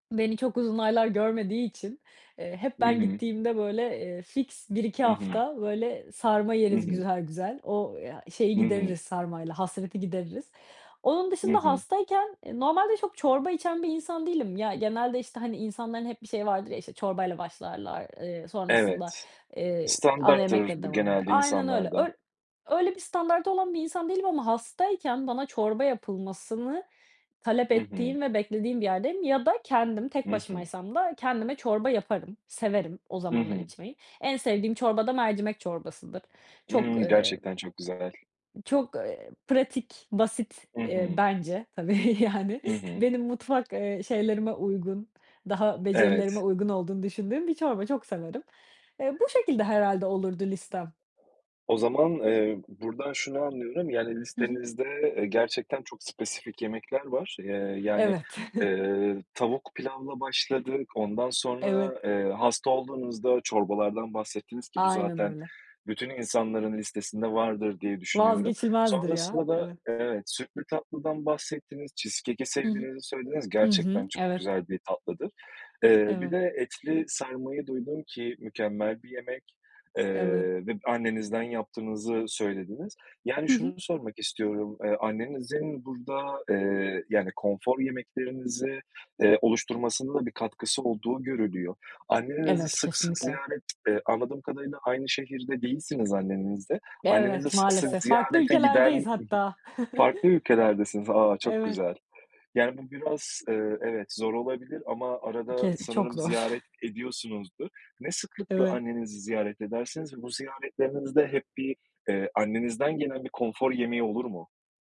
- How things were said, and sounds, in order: other background noise; exhale; tapping; laughing while speaking: "tabii, yani"; inhale; breath; chuckle; joyful: "Evet"; inhale; in English: "cheesecake'i"; background speech; chuckle
- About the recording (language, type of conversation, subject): Turkish, podcast, Senin için gerçek bir konfor yemeği nedir?